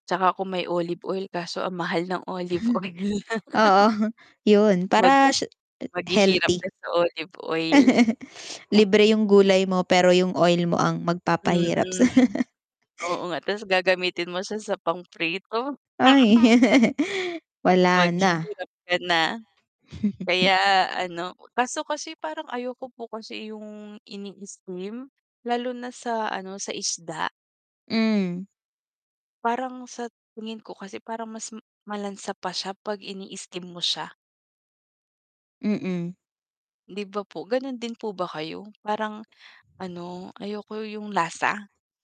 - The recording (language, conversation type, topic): Filipino, unstructured, Paano mo isinasama ang masusustansiyang pagkain sa iyong pang-araw-araw na pagkain?
- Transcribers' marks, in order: laugh; chuckle; distorted speech; chuckle; scoff; other background noise; laughing while speaking: "sa'yo"; laugh; chuckle; chuckle